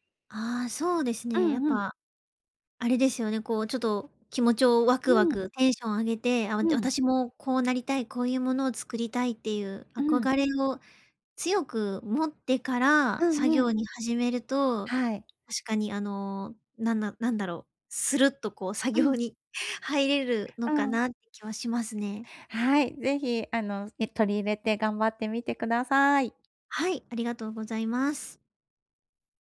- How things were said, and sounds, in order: other background noise; laughing while speaking: "作業に"
- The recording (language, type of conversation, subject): Japanese, advice, 環境を変えることで創造性をどう刺激できますか？